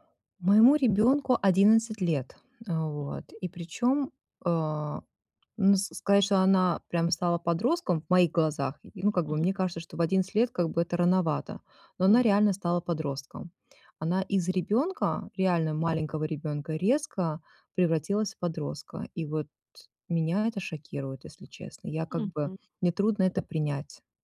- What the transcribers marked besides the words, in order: other background noise; tapping
- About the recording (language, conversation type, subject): Russian, advice, Как построить доверие в новых отношениях без спешки?